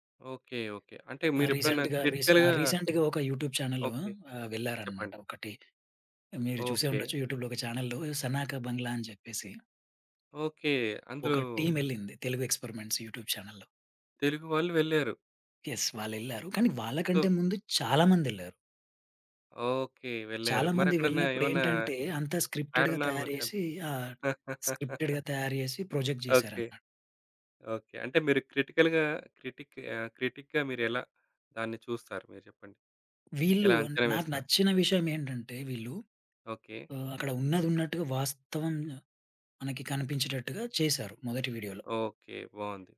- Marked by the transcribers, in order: in English: "రీసెంట్‌గా"; in English: "రీసెంట్‌గా"; in English: "క్రిటికల్‌గా"; in English: "యూట్యూబ్ చానెల్"; in English: "యూట్యూబ్‌లో"; in English: "చానెల్‌లో"; in English: "టీమ్"; in English: "ఎక్స్పెరిమెంట్స్ యూట్యూబ్ చానెల్‌లో"; in English: "యెస్"; in English: "సొ"; in English: "స్క్రిప్టెడ్‌గా"; in English: "పారానార్మల్"; in English: "స్క్రిప్టెడ్‌గా"; laugh; in English: "ప్రొజెక్ట్"; in English: "క్రిటికల్‌గా క్రిటిక్"; in English: "క్రిటిక్‌గా"
- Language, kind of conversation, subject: Telugu, podcast, రియాలిటీ షోలు నిజంగానే నిజమేనా?